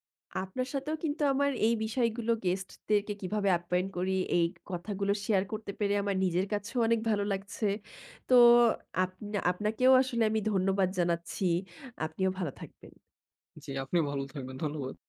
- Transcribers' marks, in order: none
- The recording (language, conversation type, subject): Bengali, podcast, আপনি অতিথিদের জন্য কী ধরনের খাবার আনতে পছন্দ করেন?